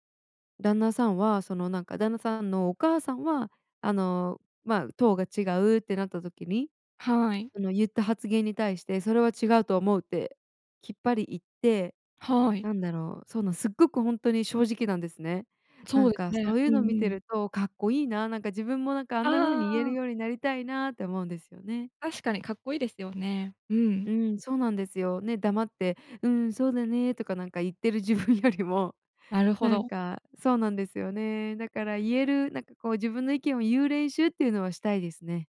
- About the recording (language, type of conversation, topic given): Japanese, advice, 自分の意見を言うのが怖くて黙ってしまうとき、どうしたらいいですか？
- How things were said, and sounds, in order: laughing while speaking: "言ってる自分よりも"